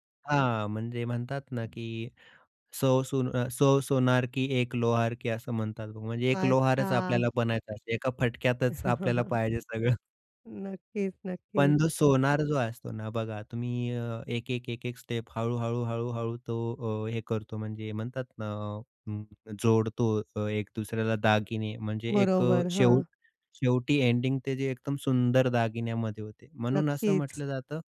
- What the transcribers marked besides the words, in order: tapping; in Hindi: "सौ सोनार की एक लोहार की"; other background noise; chuckle; laughing while speaking: "पाहिजे सगळं"; in English: "स्टेप"
- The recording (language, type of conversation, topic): Marathi, podcast, निर्णय घ्यायला तुम्ही नेहमी का अडकता?